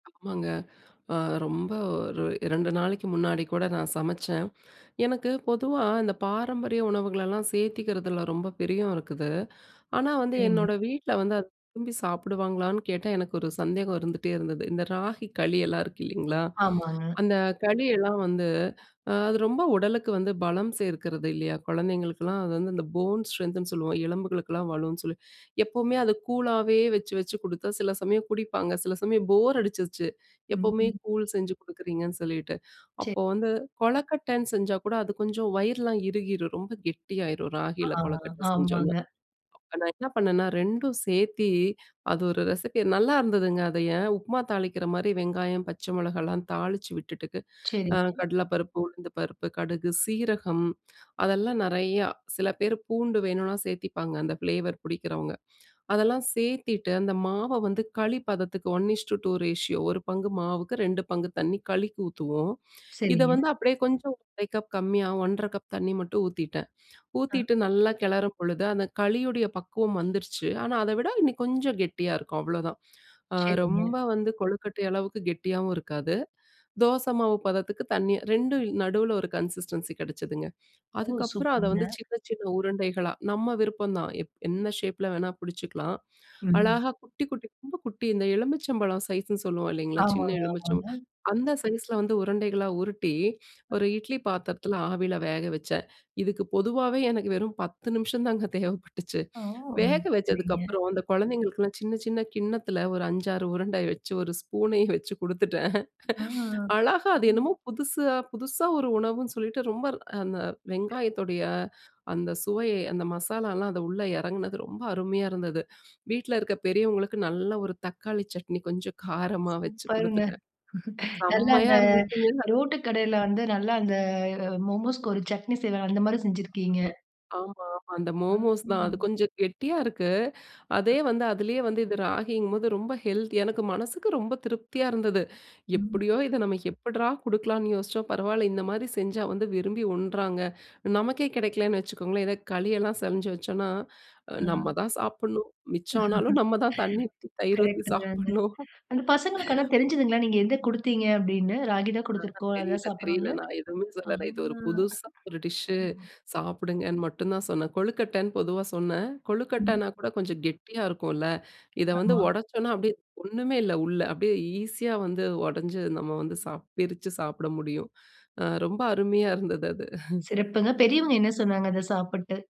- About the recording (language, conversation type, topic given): Tamil, podcast, சமீபத்தில் நீங்கள் வீட்டில் சமைத்த உணவு ஒன்றைப் பற்றி சொல்ல முடியுமா?
- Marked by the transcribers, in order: in English: "போன் ஸ்ட்ரென்த்னு"; "சேத்து" said as "சேத்தி"; "அதுவே" said as "அதஏன்"; "விட்டுட்டு" said as "விட்டுட்டுகு"; in English: "ரேஷியோ"; in English: "கன்சிஸ்டன்சி"; in English: "ஷேப்ல"; unintelligible speech; laughing while speaking: "எனக்கு வெறும் பத்து நிமிஷம் தாங்க தேவப்பட்டுச்சு"; laughing while speaking: "குடுத்துட்டேன்"; other noise; chuckle; "செம்மையா" said as "சம்மயா"; unintelligible speech; "சமைச்சு" said as "சம்ஞ்சு"; laugh; laughing while speaking: "தண்ணீ ஊத்தி தயிர் ஊத்தி சாப்பிடணும்"; unintelligible speech; in English: "டிஷ்ஷு"; laugh; laughing while speaking: "இருந்தது அது"